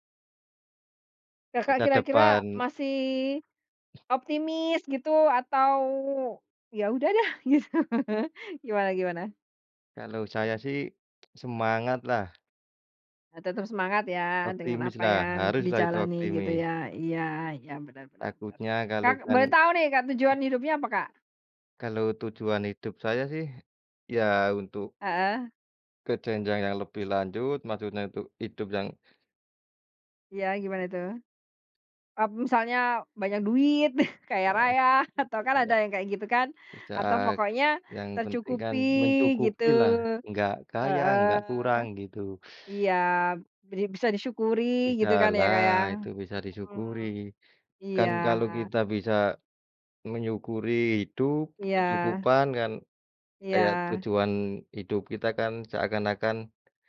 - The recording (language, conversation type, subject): Indonesian, unstructured, Hal apa yang paling kamu takuti kalau kamu tidak berhasil mencapai tujuan hidupmu?
- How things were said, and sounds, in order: other background noise; laughing while speaking: "Gitu"; laugh; tapping; chuckle; teeth sucking; "mensyukuri" said as "menyukuri"